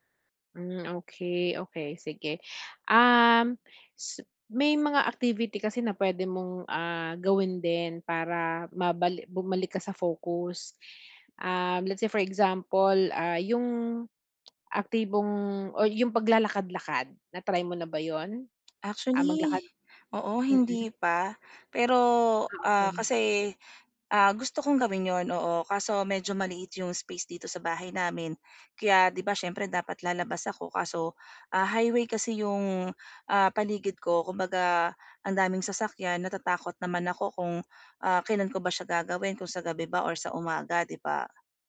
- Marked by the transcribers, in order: tongue click; other background noise
- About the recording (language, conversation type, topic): Filipino, advice, Paano ako makakapagpahinga agad para maibalik ang pokus?